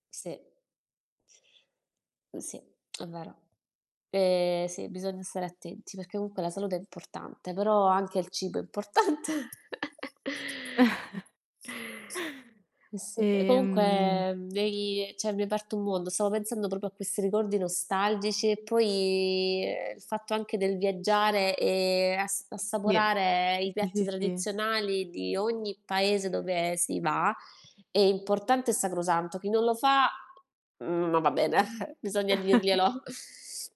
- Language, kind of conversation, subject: Italian, unstructured, Qual è il tuo ricordo più bello legato a un pasto?
- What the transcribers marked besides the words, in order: tapping; laughing while speaking: "importante"; chuckle; other background noise; "cioè" said as "ceh"; chuckle